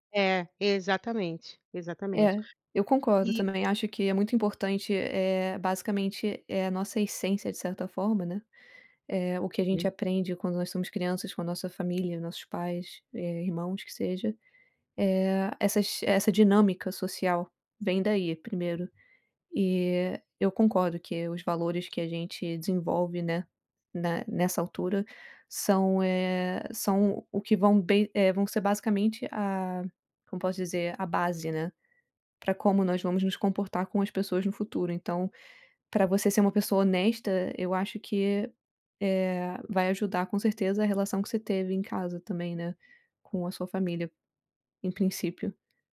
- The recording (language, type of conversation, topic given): Portuguese, unstructured, Você acha que o dinheiro pode corromper as pessoas?
- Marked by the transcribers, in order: other background noise